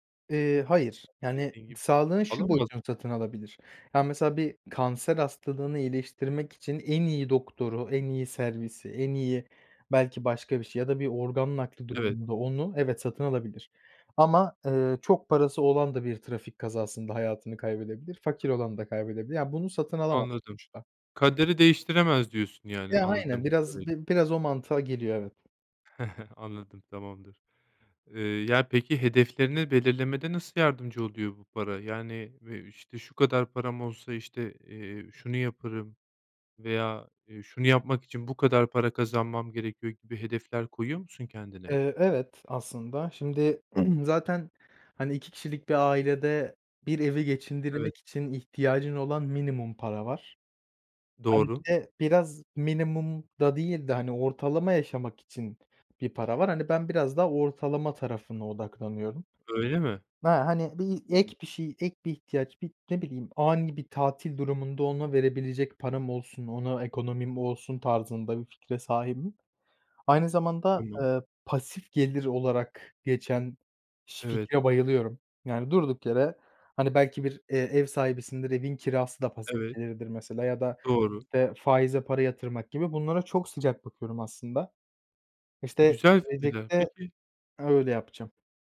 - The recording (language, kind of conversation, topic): Turkish, podcast, Para biriktirmeyi mi, harcamayı mı yoksa yatırım yapmayı mı tercih edersin?
- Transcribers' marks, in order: tapping; chuckle; throat clearing; unintelligible speech